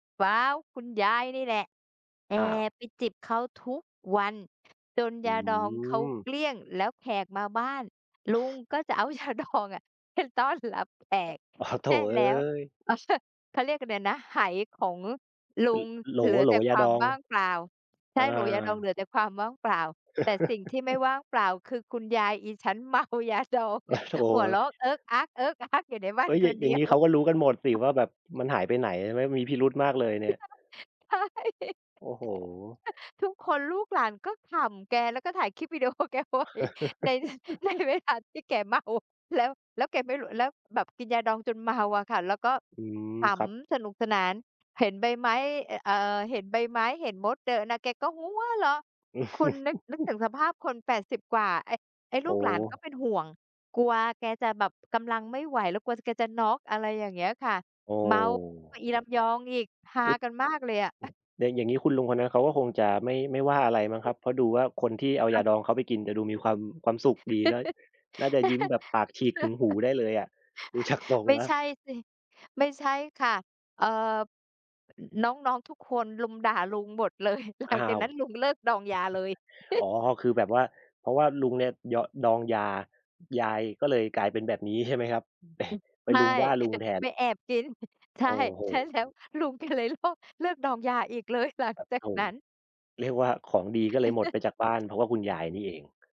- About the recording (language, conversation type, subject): Thai, unstructured, ความทรงจำอะไรที่ทำให้คุณยิ้มได้เสมอ?
- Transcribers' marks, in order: laughing while speaking: "ยาดองอะ ไปต้อนรับแขกให้แล้ว เขาสะ"; other background noise; other noise; laughing while speaking: "อ้าว"; chuckle; laughing while speaking: "เมายาดอง"; chuckle; laughing while speaking: "เอิ๊กอ๊ากอยู่ในบ้านคนเดียว"; unintelligible speech; laughing while speaking: "ใช่"; chuckle; laughing while speaking: "วิดีโอแกไว้ใน ในเวลาที่แกเมา"; chuckle; stressed: "หัว"; chuckle; chuckle; chuckle; laugh; laughing while speaking: "จาก"; laughing while speaking: "เลย หลังจากนั้นลุง"; chuckle; chuckle; laughing while speaking: "ใช่ ใช่แล้ว ลุงแกเลยเลิก เลิกดองยาอีกเลยหลังจากนั้น"; chuckle; tapping